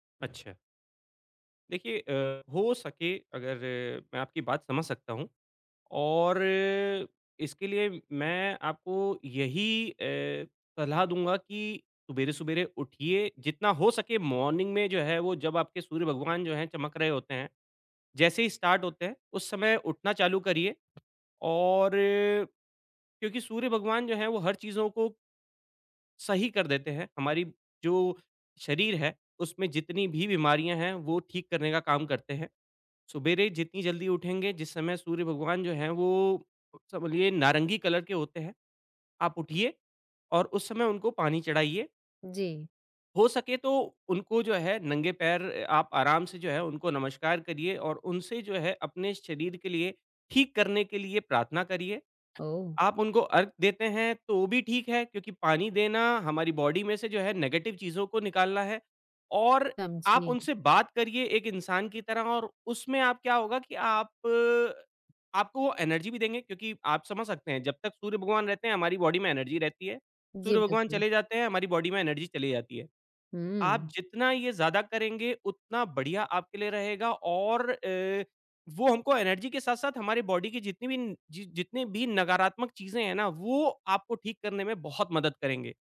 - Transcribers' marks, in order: in English: "मॉर्निंग"; in English: "स्टार्ट"; in English: "कलर"; in English: "बॉडी"; in English: "नेगटिव"; in English: "एनर्जी"; in English: "बॉडी"; in English: "एनर्जी"; in English: "बॉडी"; in English: "एनर्जी"; in English: "एनर्जी"; in English: "बॉडी"
- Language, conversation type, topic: Hindi, advice, कसरत के बाद प्रगति न दिखने पर निराशा